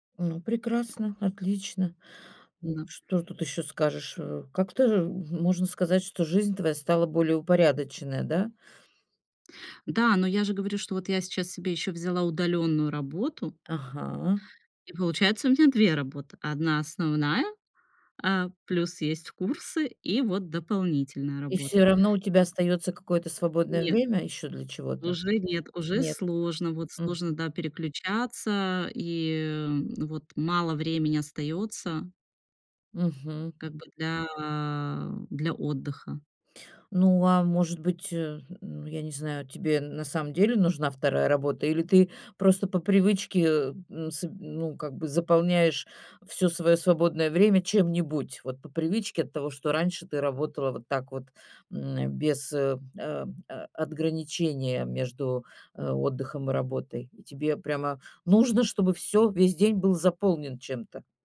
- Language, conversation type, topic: Russian, podcast, Как вы выстраиваете границы между работой и отдыхом?
- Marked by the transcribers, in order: tapping